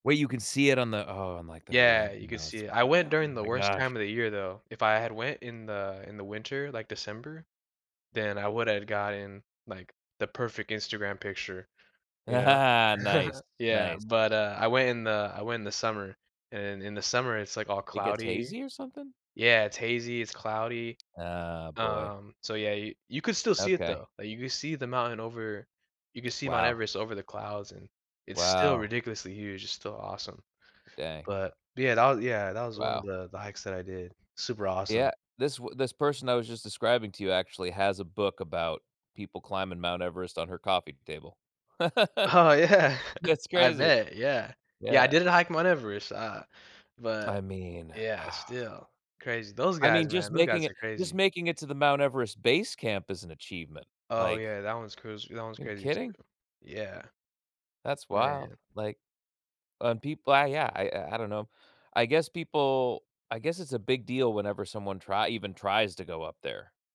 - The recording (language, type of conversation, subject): English, unstructured, What factors matter most to you when choosing between a city trip and a countryside getaway?
- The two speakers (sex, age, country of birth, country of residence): male, 20-24, United States, United States; male, 35-39, United States, United States
- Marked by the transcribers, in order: laugh; tapping; laughing while speaking: "Oh yeah"; laugh; other background noise